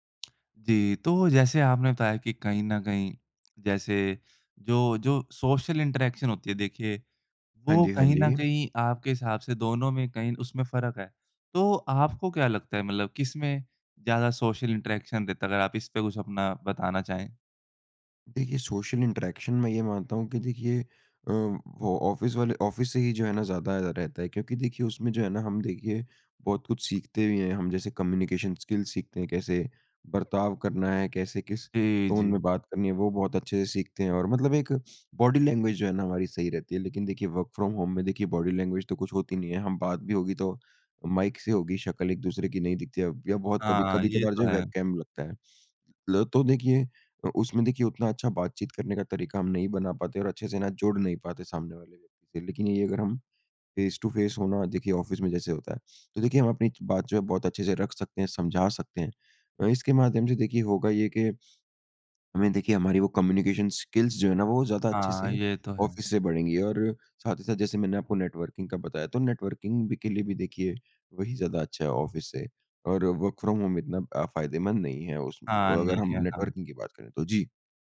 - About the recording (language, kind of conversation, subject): Hindi, podcast, वर्क‑फ्रॉम‑होम के सबसे बड़े फायदे और चुनौतियाँ क्या हैं?
- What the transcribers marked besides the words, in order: tapping; in English: "सोशल इंटरेक्शन"; in English: "सोशल इंटरेक्शन"; in English: "सोशल इंटरेक्शन"; in English: "ऑफिस"; in English: "ऑफिस"; in English: "कम्यूनिकेशन स्किल"; in English: "टोन"; in English: "बॉडी लैंग्वेज"; in English: "वर्क फ्रॉम होम"; in English: "बॉडी लैंग्वेज"; in English: "फ़ेस टू फ़ेस"; in English: "ऑफिस"; in English: "कम्यूनिकेशन स्किल्स"; in English: "ऑफिस"; in English: "नेटवर्किंग"; in English: "नेटवर्किंग"; in English: "ऑफिस"; in English: "वर्क फ्रॉम होम"; in English: "नेटवर्किंग"